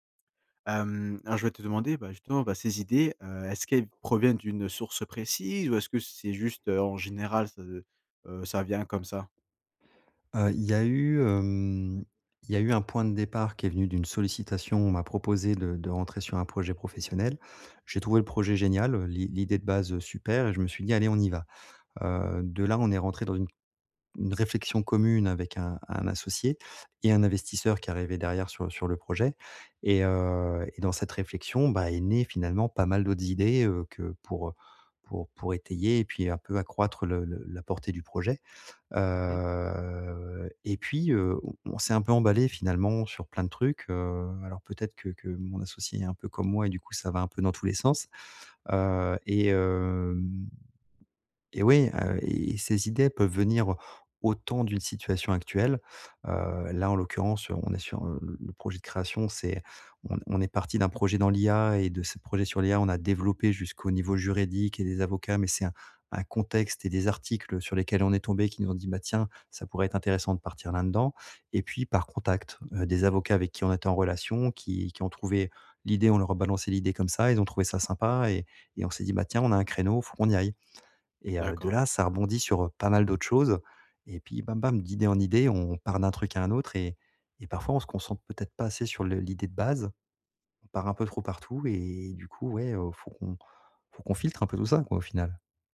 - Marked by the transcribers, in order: drawn out: "Heu"; drawn out: "hem"
- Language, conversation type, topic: French, advice, Comment puis-je filtrer et prioriser les idées qui m’inspirent le plus ?